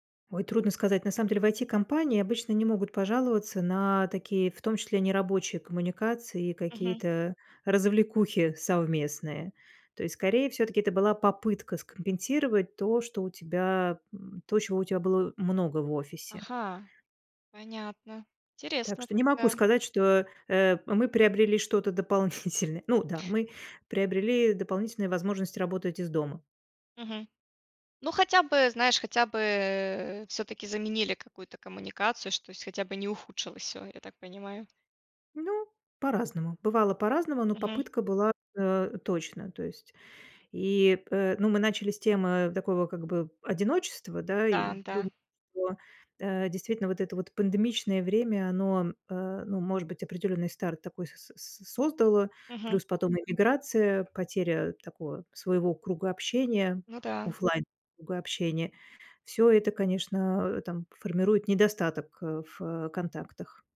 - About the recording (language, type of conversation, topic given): Russian, podcast, Как бороться с одиночеством в большом городе?
- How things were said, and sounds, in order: laughing while speaking: "дополнительное"; other background noise